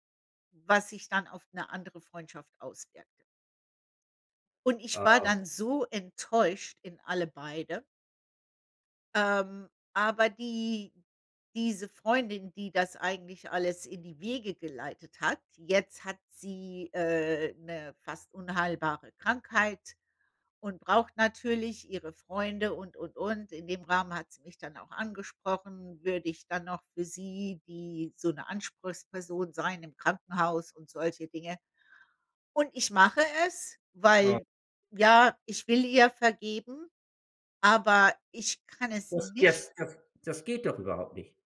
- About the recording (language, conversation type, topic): German, unstructured, Wie kann man Vertrauen in einer Beziehung aufbauen?
- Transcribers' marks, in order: none